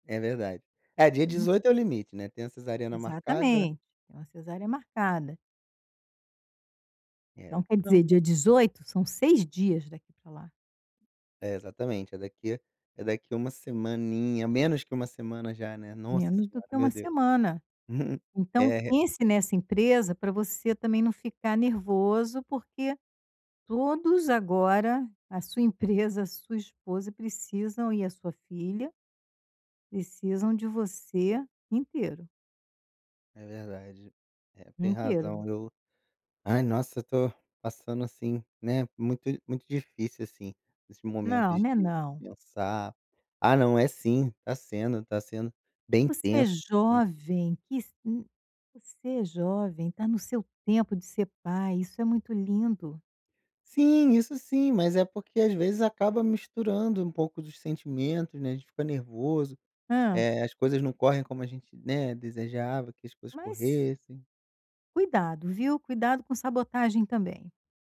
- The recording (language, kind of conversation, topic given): Portuguese, advice, Como posso aprender a dizer não às demandas sem me sentir culpado(a) e evitar o burnout?
- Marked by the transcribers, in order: unintelligible speech; chuckle; tapping